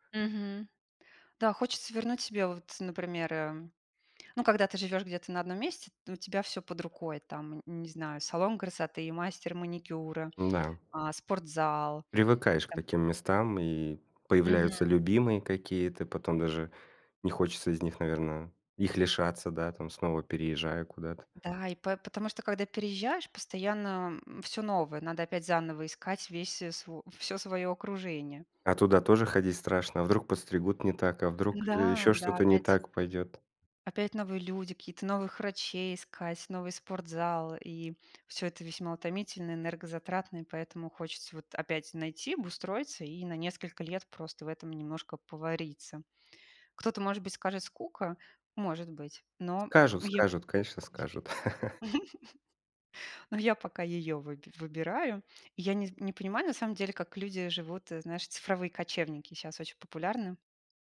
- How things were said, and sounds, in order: tapping; grunt; other background noise; chuckle
- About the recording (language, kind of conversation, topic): Russian, podcast, Что вы выбираете — стабильность или перемены — и почему?